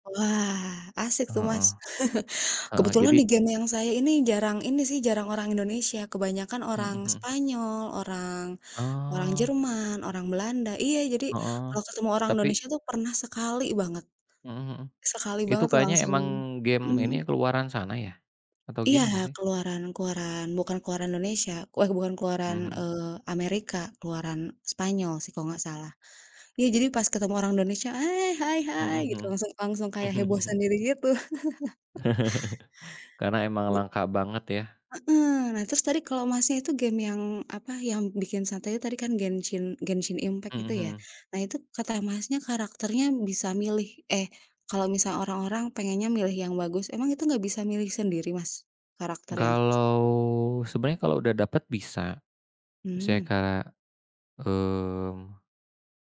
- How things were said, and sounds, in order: laugh; other background noise; laugh
- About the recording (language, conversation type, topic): Indonesian, unstructured, Apa cara favorit Anda untuk bersantai setelah hari yang panjang?